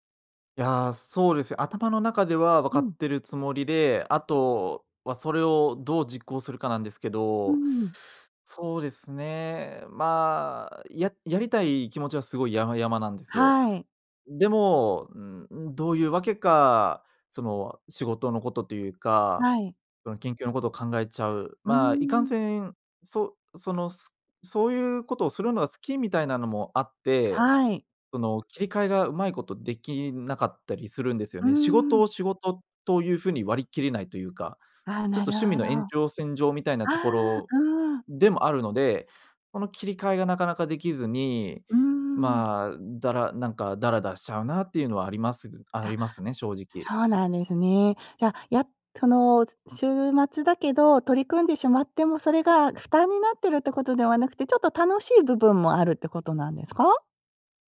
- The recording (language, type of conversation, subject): Japanese, advice, 週末にだらけてしまう癖を変えたい
- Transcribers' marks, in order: other noise